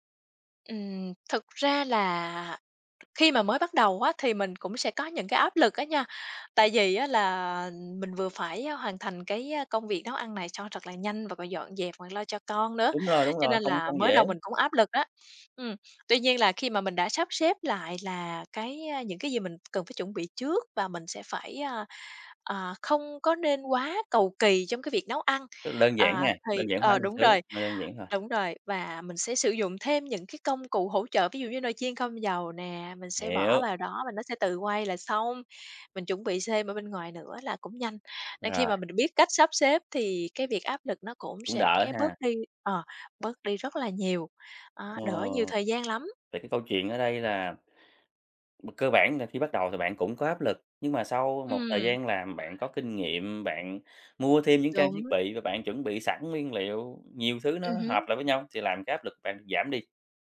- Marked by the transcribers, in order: tapping; other background noise
- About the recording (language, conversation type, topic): Vietnamese, podcast, Bạn chuẩn bị bữa tối cho cả nhà như thế nào?